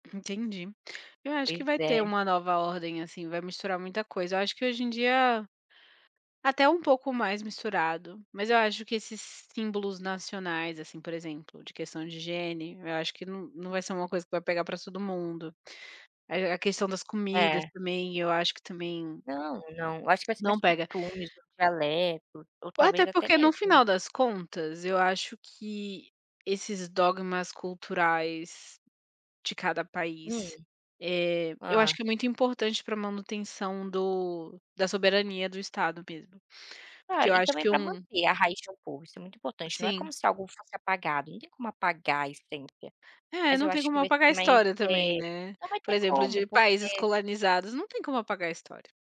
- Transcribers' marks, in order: tapping
- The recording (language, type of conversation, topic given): Portuguese, unstructured, Como a cultura influencia a forma como vemos o mundo?